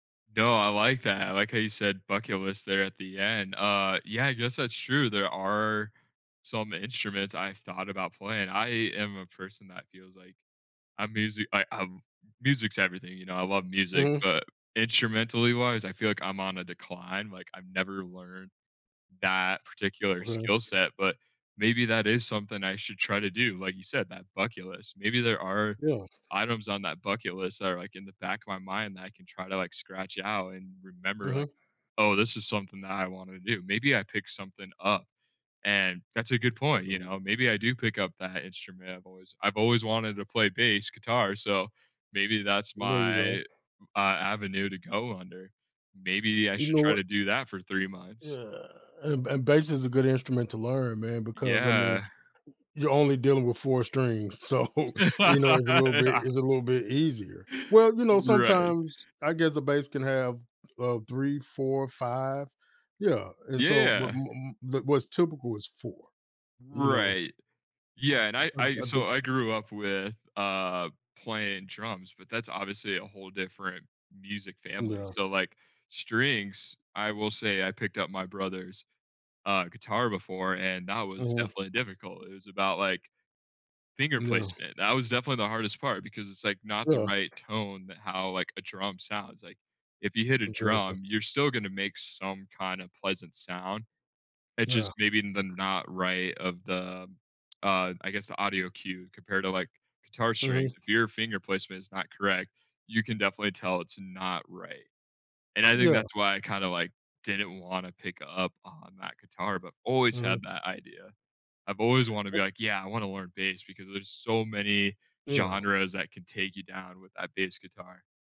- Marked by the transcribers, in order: other background noise; laugh; laughing while speaking: "so"
- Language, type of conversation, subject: English, advice, How can I discover what truly makes me happy and bring more fulfillment into my daily life?
- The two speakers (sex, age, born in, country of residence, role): male, 25-29, United States, United States, user; male, 50-54, United States, United States, advisor